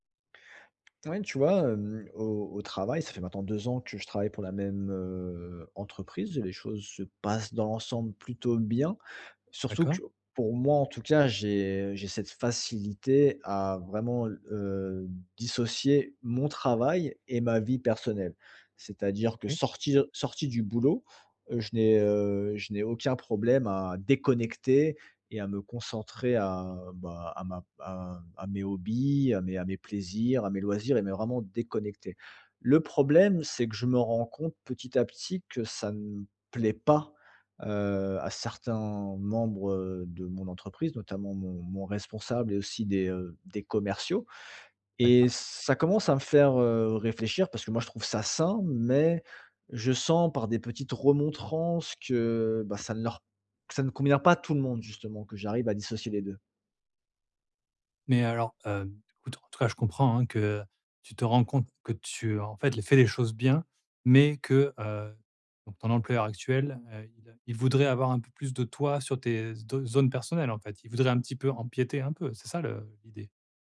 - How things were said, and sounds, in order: tapping; unintelligible speech
- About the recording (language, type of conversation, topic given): French, advice, Comment poser des limites claires entre mon travail et ma vie personnelle sans culpabiliser ?